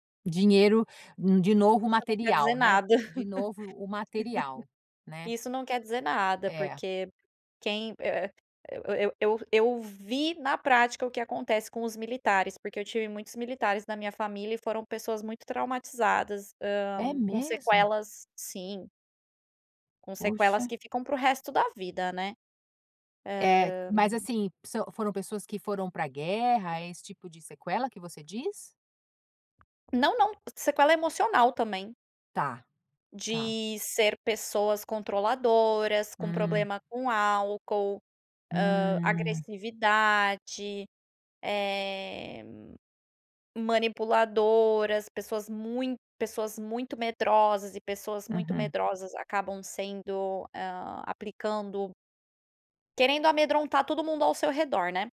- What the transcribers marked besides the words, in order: laugh; tapping
- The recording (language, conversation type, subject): Portuguese, podcast, Como você define o sucesso pessoal, na prática?